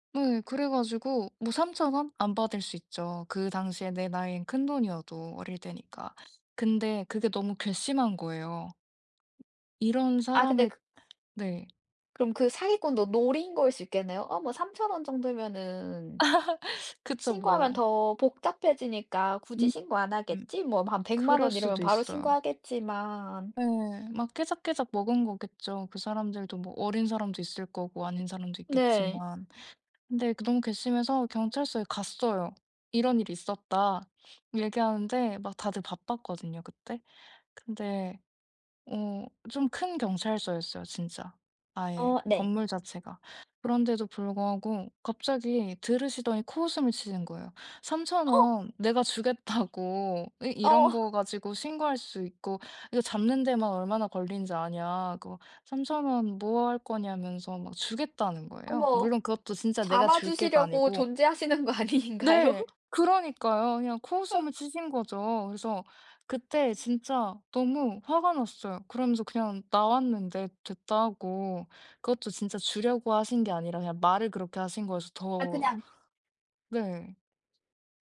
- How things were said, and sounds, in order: other background noise; tapping; laugh; laughing while speaking: "주겠다.고"; surprised: "어"; laughing while speaking: "아닌가요?"
- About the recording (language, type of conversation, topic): Korean, unstructured, 꿈꾸는 직업이 있다면 무엇인가요?